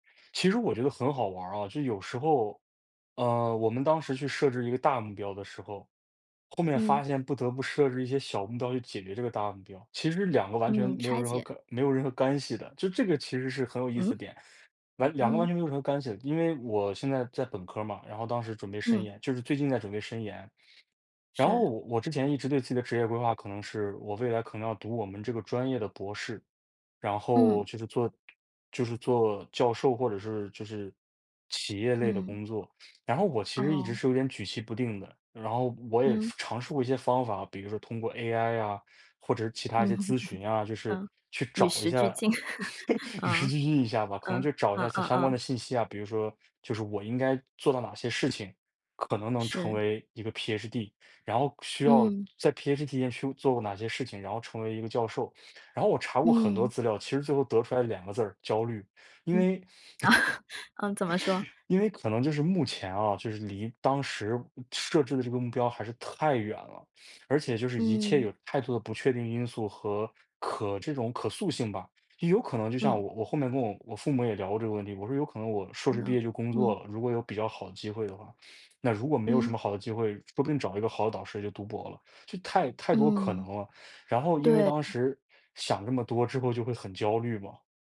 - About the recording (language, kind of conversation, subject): Chinese, podcast, 你能聊聊你是如何找到人生目标的过程吗?
- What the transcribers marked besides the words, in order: laugh; laugh; laugh; other background noise; laugh